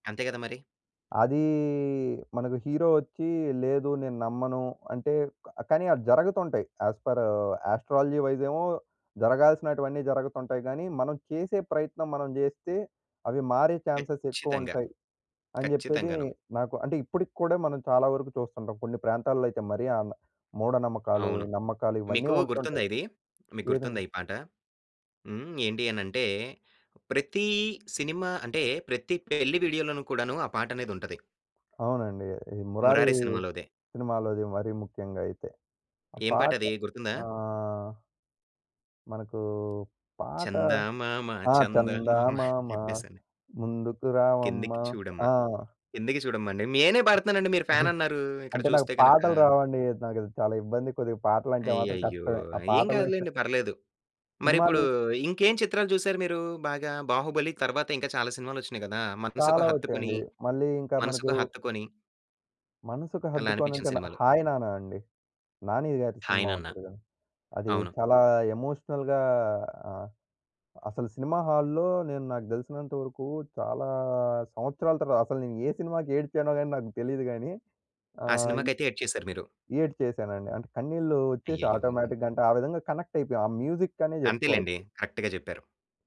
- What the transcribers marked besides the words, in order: in English: "హీరో"; in English: "యాస్ ఫర్ ఆస్ట్రాలజీ"; in English: "ఛాన్సెస్"; tapping; other background noise; singing: "చందామామ చందామామ"; singing: "చందమామ ముందుకు రావమ్మ"; laughing while speaking: "అని చెప్పేసని"; chuckle; in English: "ఎమోషనల్‌గా"; in English: "ఆటోమేటిక్‌గా"; in English: "కరక్ట్‌గా"
- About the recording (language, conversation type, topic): Telugu, podcast, సినిమాలు మన భావనలను ఎలా మార్చతాయి?